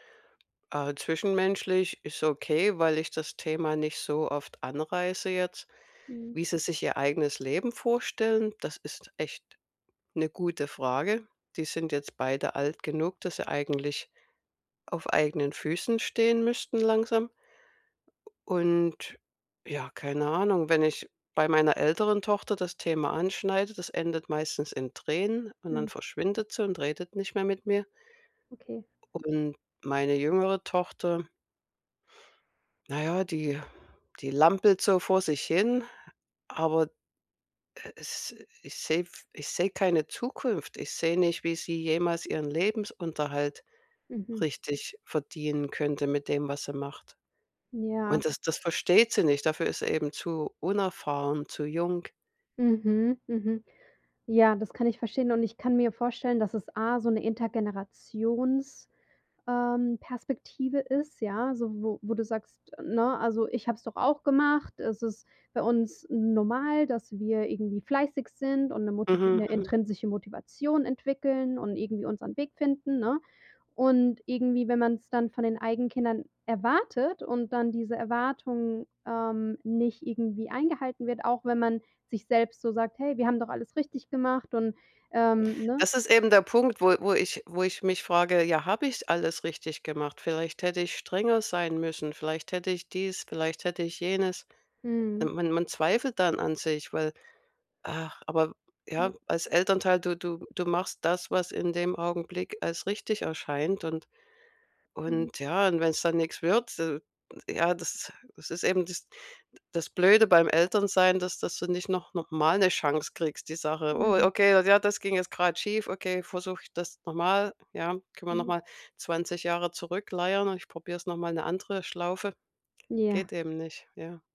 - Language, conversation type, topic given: German, advice, Warum fühle ich mich minderwertig, wenn ich mich mit meinen Freund:innen vergleiche?
- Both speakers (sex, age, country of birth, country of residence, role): female, 35-39, Germany, United States, advisor; female, 55-59, Germany, United States, user
- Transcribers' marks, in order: tapping; stressed: "erwartet"; unintelligible speech; unintelligible speech